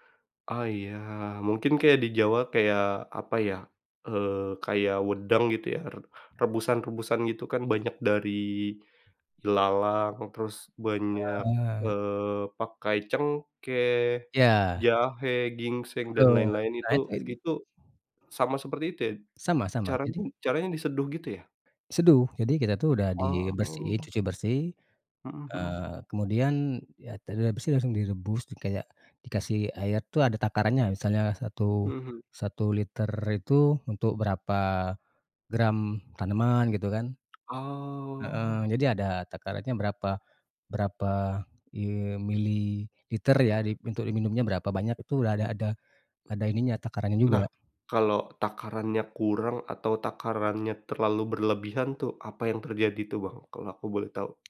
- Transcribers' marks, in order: unintelligible speech; unintelligible speech; other background noise
- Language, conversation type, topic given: Indonesian, podcast, Apa momen paling berkesan saat kamu menjalani hobi?
- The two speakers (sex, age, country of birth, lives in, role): male, 30-34, Indonesia, Indonesia, host; male, 40-44, Indonesia, Indonesia, guest